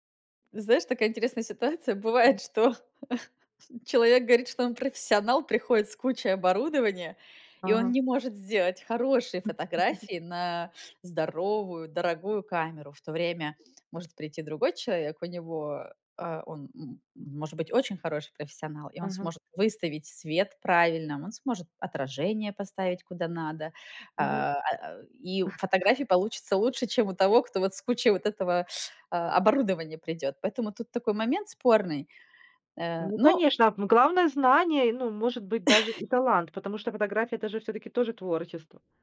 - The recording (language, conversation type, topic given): Russian, podcast, Какие хобби можно начать без больших вложений?
- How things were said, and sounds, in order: tapping; laughing while speaking: "что"; chuckle; unintelligible speech; other background noise; other noise; teeth sucking; chuckle